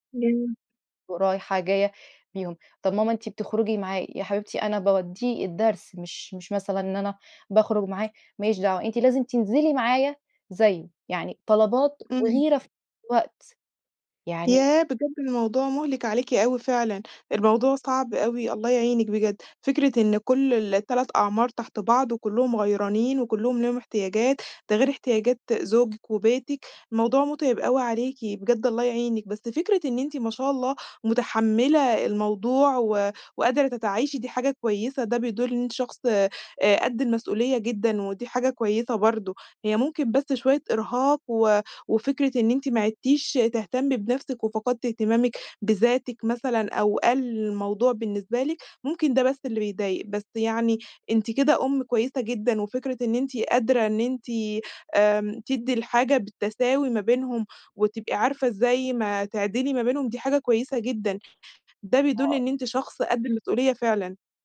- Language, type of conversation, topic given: Arabic, advice, إزاي أوازن بين تربية الولاد وبين إني أهتم بنفسي وهواياتي من غير ما أحس إني ضايعة؟
- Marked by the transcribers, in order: none